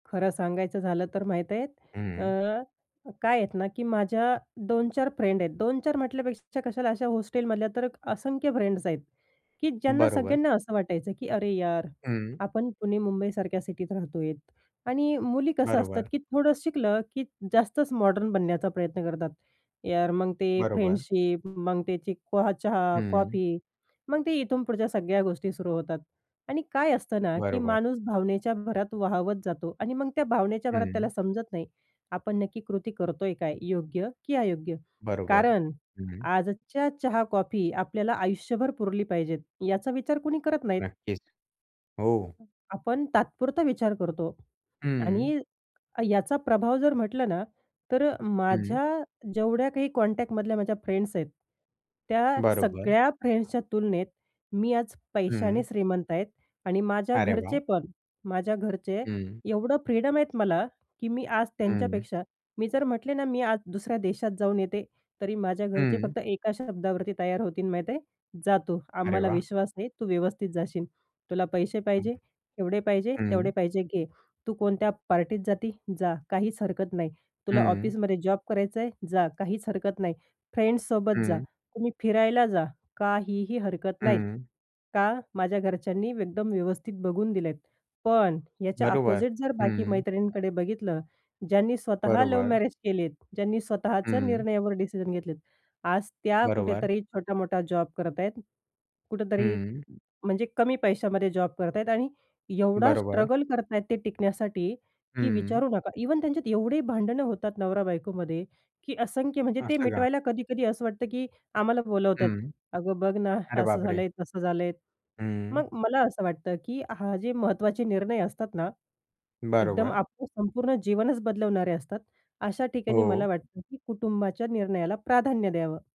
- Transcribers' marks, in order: tapping; other background noise; in English: "कॉन्टॅक्टमधल्या"; chuckle
- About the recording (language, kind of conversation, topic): Marathi, podcast, तुला असं वाटतं का की तुझ्या निर्णयांवर कुटुंबाचं मत किती परिणाम करतं?